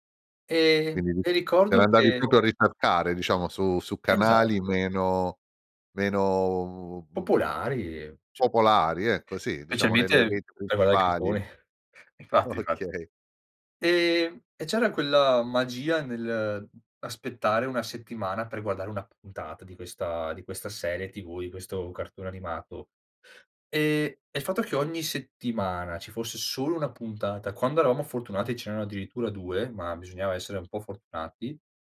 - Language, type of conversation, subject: Italian, podcast, Quale esperienza mediatica vorresti rivivere e perché?
- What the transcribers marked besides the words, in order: "proprio" said as "propio"; other background noise; chuckle; laughing while speaking: "Okay"